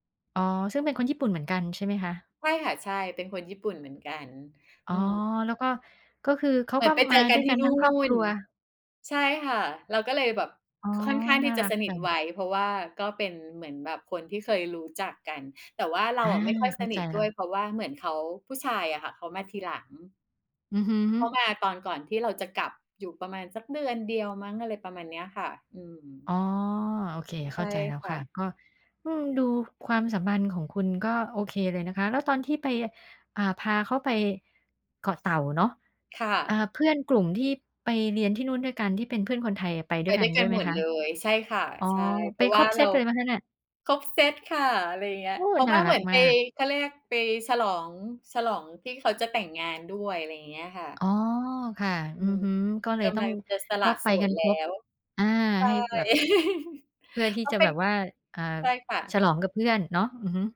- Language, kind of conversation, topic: Thai, podcast, เคยมีเพื่อนชาวต่างชาติที่ยังติดต่อกันอยู่ไหม?
- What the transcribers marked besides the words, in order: tapping; chuckle